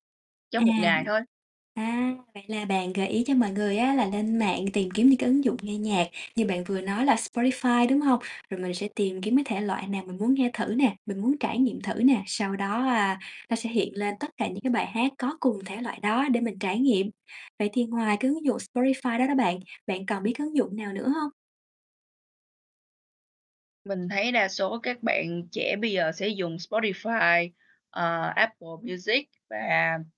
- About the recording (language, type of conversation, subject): Vietnamese, podcast, Âm nhạc bạn nghe phản ánh con người bạn như thế nào?
- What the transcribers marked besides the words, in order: static; distorted speech; tapping